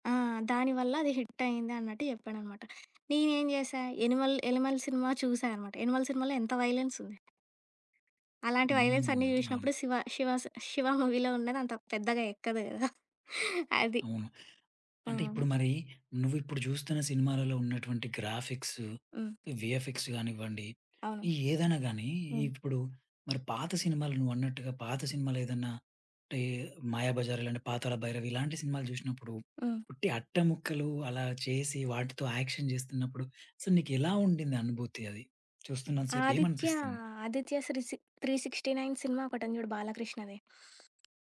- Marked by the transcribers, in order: other background noise; tapping; in English: "మూవీ‌లో"; chuckle; in English: "వీఎఫ్ఎక్స్"; in English: "యాక్షన్"; in English: "సో"; in English: "త్రీ సిక్స్‌టి నైన్'"
- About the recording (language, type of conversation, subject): Telugu, podcast, సినిమా రుచులు కాలంతో ఎలా మారాయి?